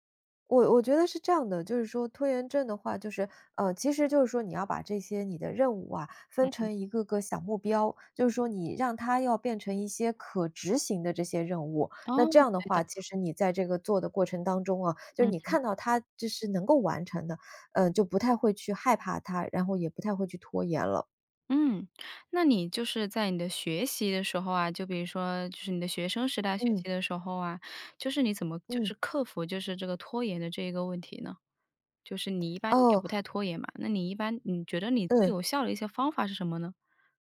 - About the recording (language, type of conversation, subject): Chinese, podcast, 你会怎样克服拖延并按计划学习？
- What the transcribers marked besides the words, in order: none